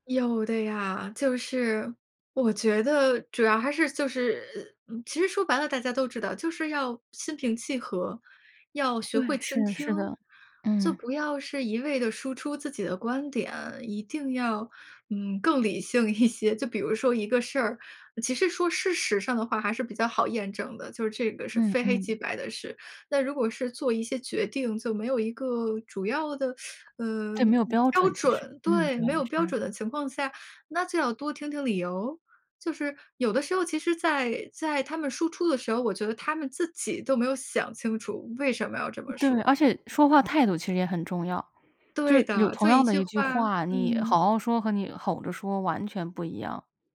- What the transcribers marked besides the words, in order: other background noise; laughing while speaking: "一些"; teeth sucking
- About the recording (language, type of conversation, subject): Chinese, podcast, 你通常会怎么处理误会和冲突？